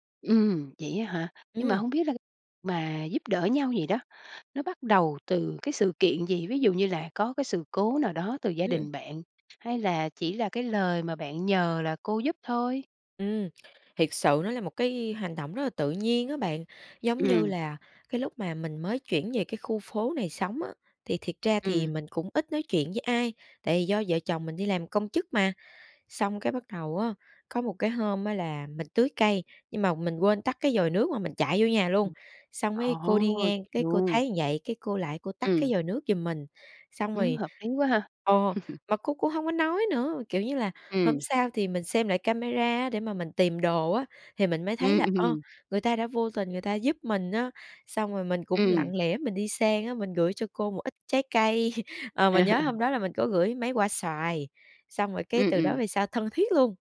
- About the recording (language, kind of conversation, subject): Vietnamese, podcast, Bạn có thể chia sẻ một lần bạn và hàng xóm đã cùng giúp đỡ nhau như thế nào không?
- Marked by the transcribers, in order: tapping; other background noise; laugh; chuckle; laugh